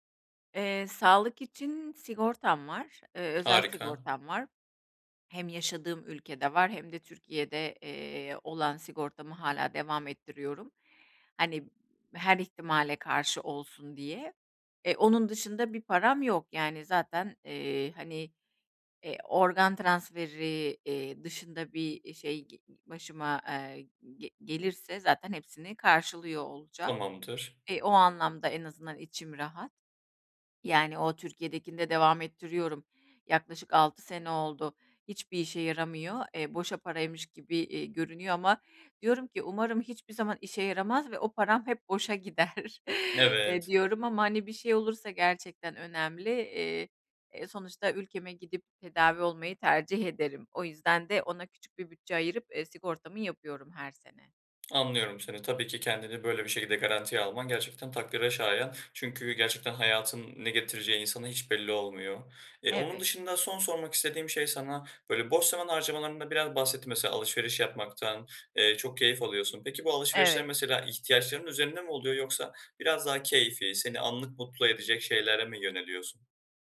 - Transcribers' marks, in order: chuckle; tapping
- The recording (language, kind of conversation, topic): Turkish, advice, Kısa vadeli zevklerle uzun vadeli güvenliği nasıl dengelerim?